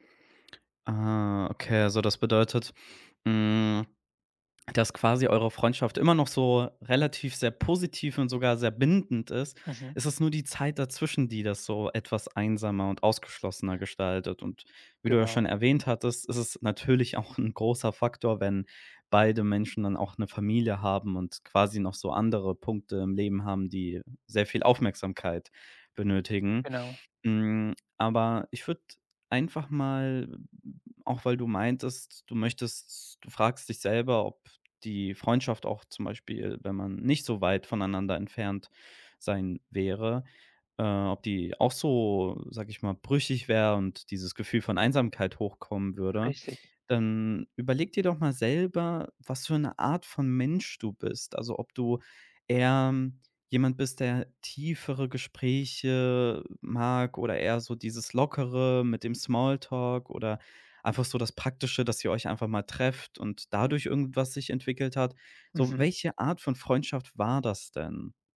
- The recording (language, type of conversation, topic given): German, advice, Warum fühlen sich alte Freundschaften nach meinem Umzug plötzlich fremd an, und wie kann ich aus der Isolation herausfinden?
- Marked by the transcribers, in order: laughing while speaking: "auch 'n"